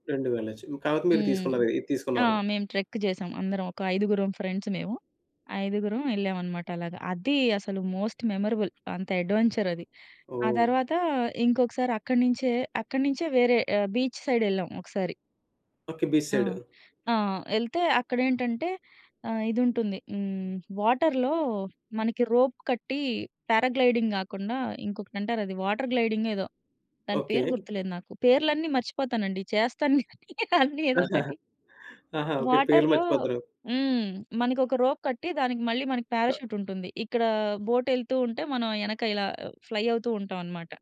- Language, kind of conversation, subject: Telugu, podcast, స్నేహితులతో కలిసి చేసిన సాహసం మీకు ఎలా అనిపించింది?
- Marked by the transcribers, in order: in English: "ట్రెక్"; in English: "ఫ్రెండ్స్"; in English: "మోస్ట్ మెమరబుల్"; in English: "అడ్వెంచర్"; in English: "బీచ్ సైడ్"; in English: "బీచ్ సైడ్"; in English: "వాటర్‌లో"; in English: "రోప్"; in English: "పారా గ్లైడింగ్"; in English: "వాటర్ గ్లైడింగ్"; laughing while speaking: "చేస్తాను అన్నీ ఏదోకటి"; chuckle; in English: "వాటర్‌లో"; in English: "రోప్"; in English: "పారాచ్యూట్"; in English: "బోట్"; in English: "ఫ్లై"